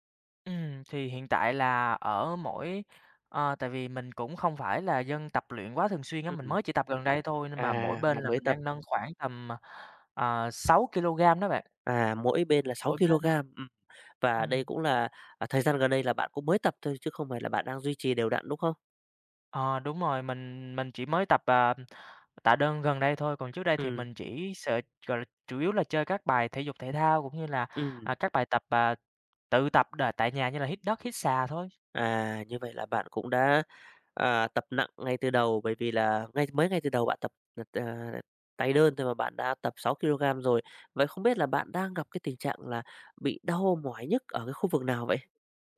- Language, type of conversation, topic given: Vietnamese, advice, Vì sao tôi không hồi phục sau những buổi tập nặng và tôi nên làm gì?
- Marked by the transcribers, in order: other background noise; tapping